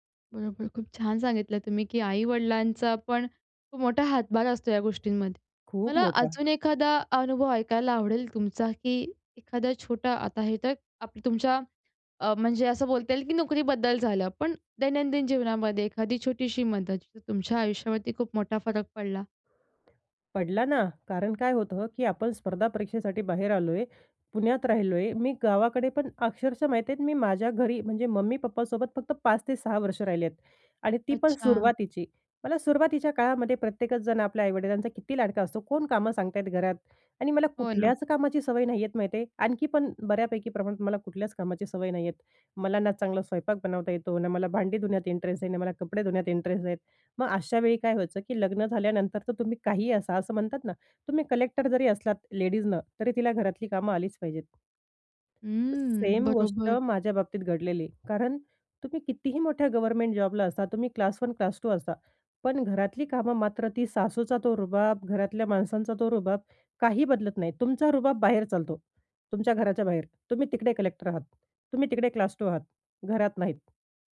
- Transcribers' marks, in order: other background noise; tapping; other noise
- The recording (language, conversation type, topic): Marathi, podcast, कधी एखाद्या छोट्या मदतीमुळे पुढे मोठा फरक पडला आहे का?